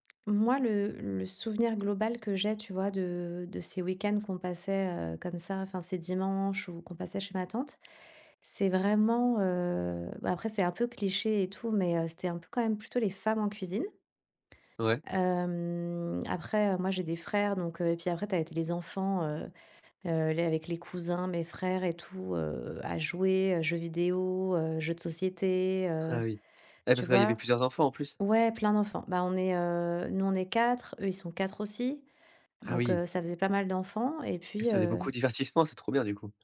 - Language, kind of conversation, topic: French, podcast, Quel plat te ramène directement à ton enfance ?
- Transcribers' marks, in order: other background noise; stressed: "femmes"; drawn out: "Hem"